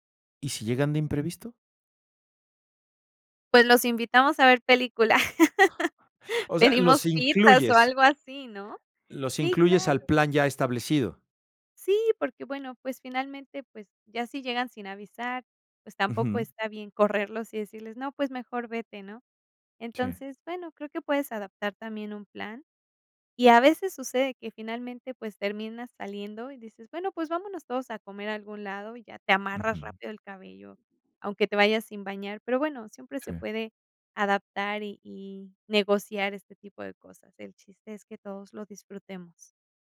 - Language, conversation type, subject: Spanish, podcast, ¿Cómo sería tu día perfecto en casa durante un fin de semana?
- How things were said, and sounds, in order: laugh